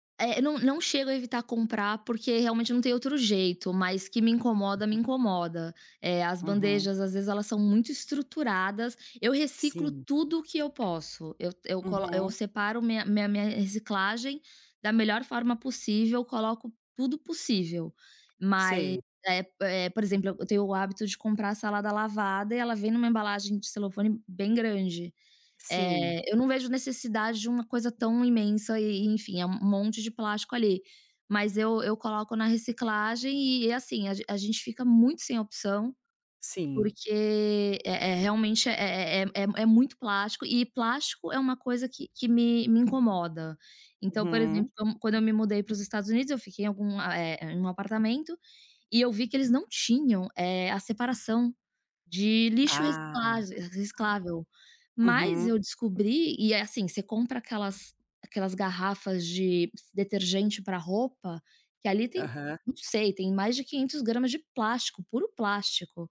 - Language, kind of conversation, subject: Portuguese, podcast, Que hábitos diários ajudam você a reduzir lixo e desperdício?
- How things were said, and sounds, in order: tapping